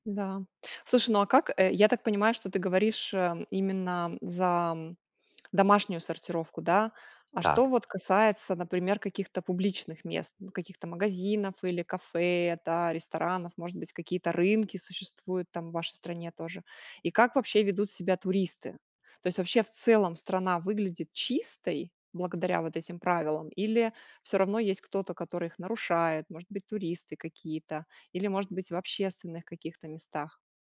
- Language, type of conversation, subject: Russian, podcast, Как ты начал(а) жить более экологично?
- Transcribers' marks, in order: lip smack